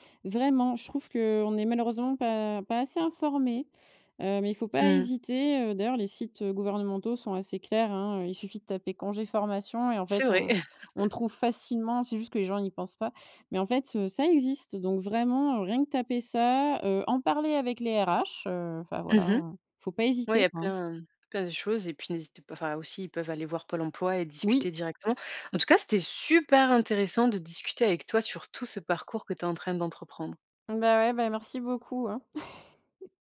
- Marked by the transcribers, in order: chuckle; stressed: "super"; chuckle
- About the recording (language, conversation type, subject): French, podcast, Comment peut-on tester une idée de reconversion sans tout quitter ?